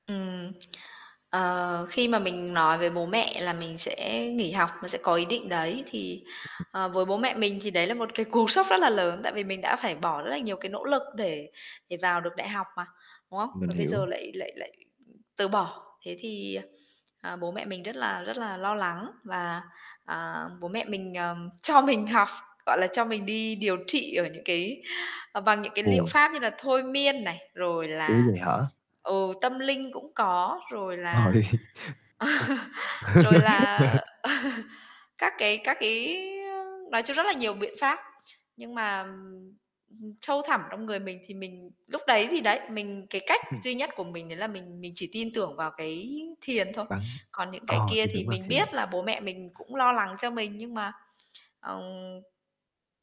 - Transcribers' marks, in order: static; other background noise; laughing while speaking: "cú sốc"; other noise; laughing while speaking: "cho mình học"; tapping; laugh; chuckle; unintelligible speech; laugh; chuckle; unintelligible speech
- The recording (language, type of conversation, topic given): Vietnamese, podcast, Làm sao bạn giữ được động lực học khi cảm thấy chán nản?